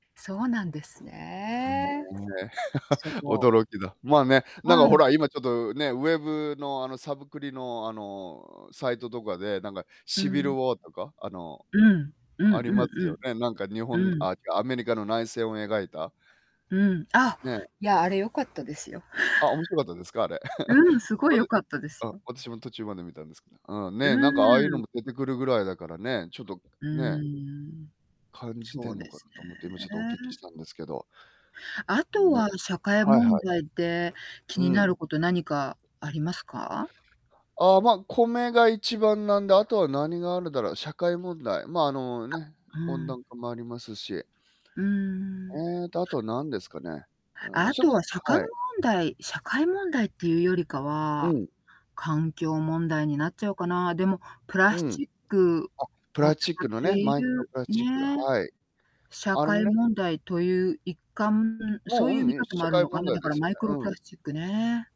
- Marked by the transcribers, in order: laugh; laugh; distorted speech
- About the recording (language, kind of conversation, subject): Japanese, unstructured, 最近の社会問題の中で、いちばん気になっていることは何ですか？